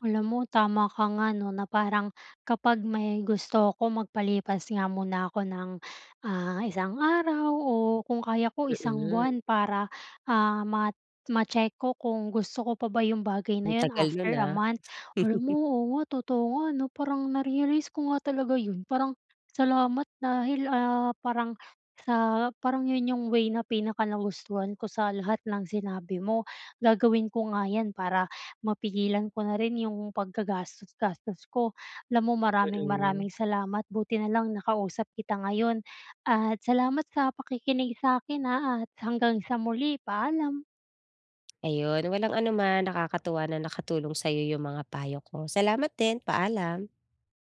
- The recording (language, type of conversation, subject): Filipino, advice, Paano ako makakatipid nang hindi nawawala ang kasiyahan?
- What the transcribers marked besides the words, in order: other background noise; laugh